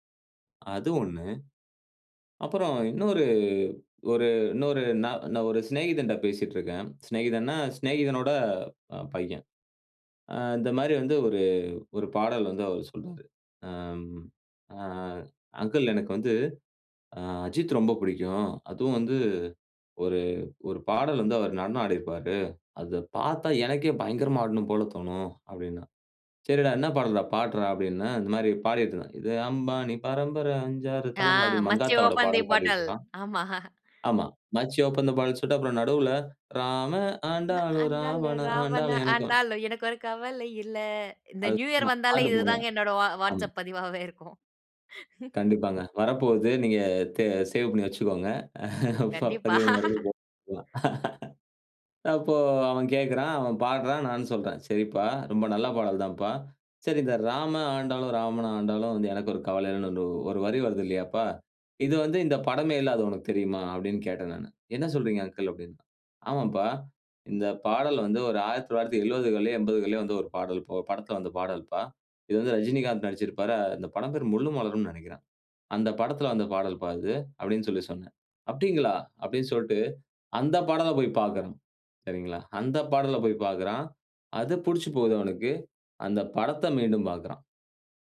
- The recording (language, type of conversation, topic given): Tamil, podcast, பழைய ஹிட் பாடலுக்கு புதிய கேட்போர்களை எப்படிக் கவர முடியும்?
- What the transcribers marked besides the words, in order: singing: "இது அம்பானி பரம்பர அஞ்சு ஆறு தலைமுற"; laughing while speaking: "ஆ. மச்சி ஓப்பன் தே பாட்டில். ஆமா"; singing: "ராமன் ஆண்டாளு ராவணன் ஆண்டாளும் எனக்கு ஒரு"; singing: "நா ஆண்டாலும் ராவண ஆண்டாலும் எனக்கு ஒரு கவல இல்ல"; unintelligible speech; unintelligible speech; chuckle; in English: "சேவ்"; other background noise; laughing while speaking: "பதிவு மறுபடியும் போட்டுட்டுரலாம்"; laughing while speaking: "கண்டிப்பா"